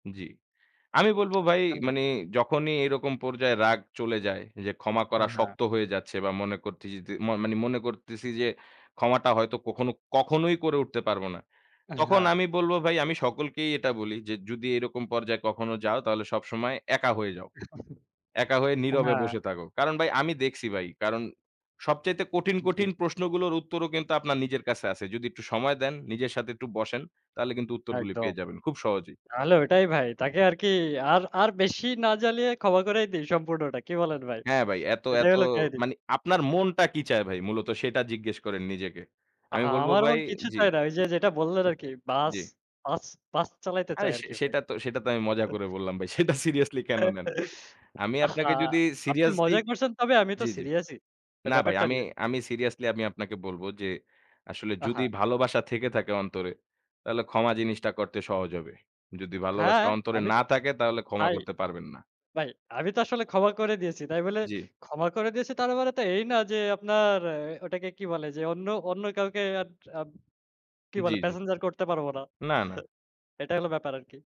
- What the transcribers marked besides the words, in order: "মানে" said as "মানি"; tapping; other background noise; chuckle; tongue click; wind; chuckle; laughing while speaking: "সেটা সিরিয়াসলি"; other noise
- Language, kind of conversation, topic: Bengali, unstructured, আপনি কি মনে করেন কাউকে ক্ষমা করা কঠিন?